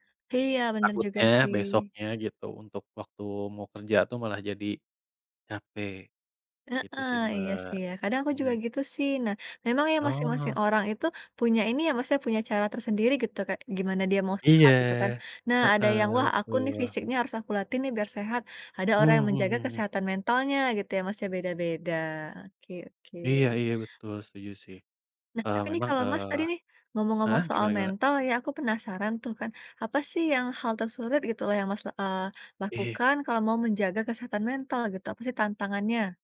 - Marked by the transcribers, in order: none
- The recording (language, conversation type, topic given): Indonesian, unstructured, Apa tantangan terbesar saat mencoba menjalani hidup sehat?